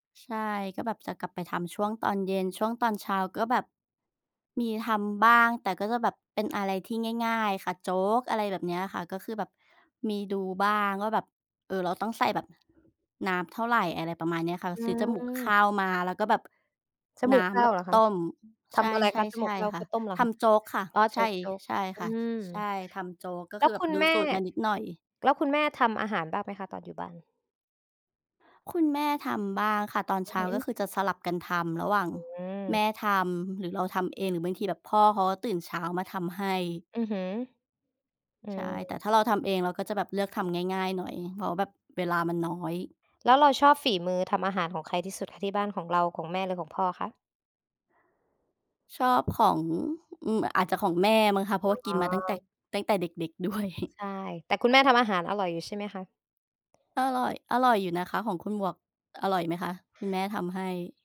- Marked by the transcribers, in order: background speech; laughing while speaking: "ด้วย"; chuckle; other background noise
- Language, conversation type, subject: Thai, unstructured, คุณเคยลองทำอาหารตามสูตรอาหารออนไลน์หรือไม่?